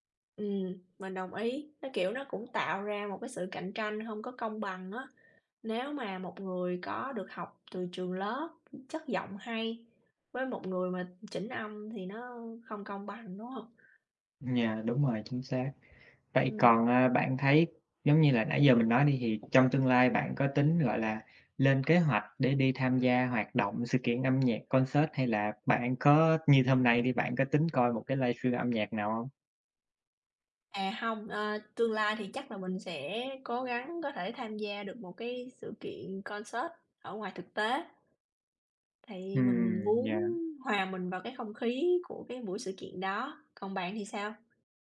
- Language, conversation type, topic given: Vietnamese, unstructured, Bạn thích đi dự buổi biểu diễn âm nhạc trực tiếp hay xem phát trực tiếp hơn?
- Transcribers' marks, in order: tapping; in English: "concert"; in English: "concert"